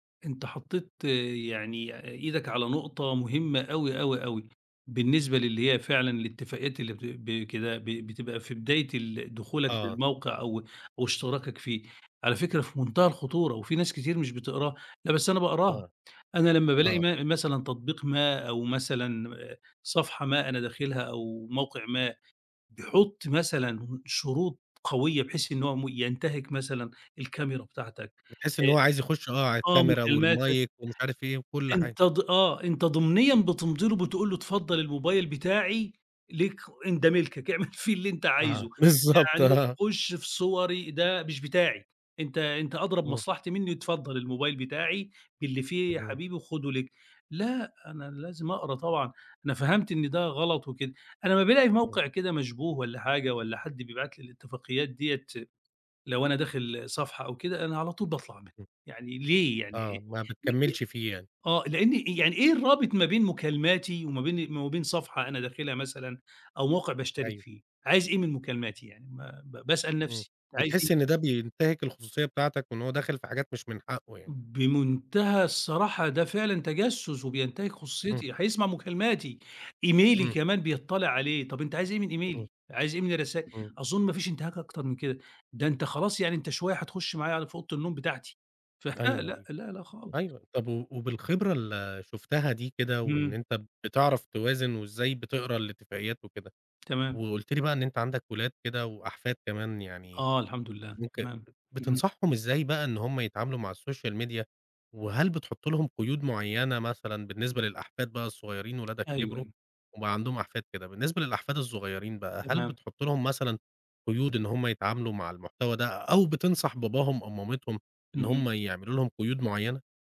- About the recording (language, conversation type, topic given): Arabic, podcast, إيه نصايحك عشان أحمي خصوصيتي على السوشال ميديا؟
- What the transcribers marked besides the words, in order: other background noise; in English: "والمايك"; laughing while speaking: "اعمل فيه اللي"; laughing while speaking: "بالضبط، آه"; tapping; in English: "إيميلي"; in English: "إيميلي؟"; chuckle; in English: "السوشيال ميديا"